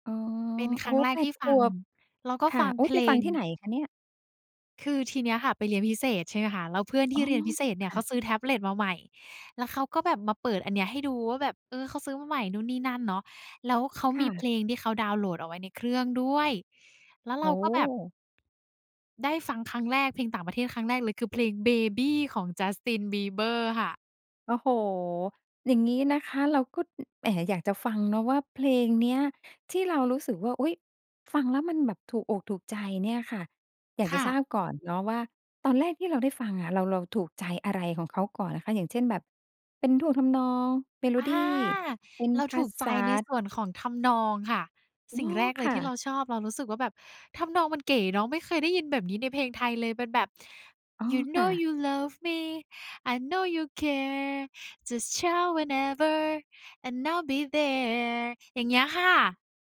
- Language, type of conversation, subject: Thai, podcast, เพลงไทยหรือเพลงต่างประเทศ เพลงไหนสะท้อนความเป็นตัวคุณมากกว่ากัน?
- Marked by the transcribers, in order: singing: "You know you love me … I’ll be there"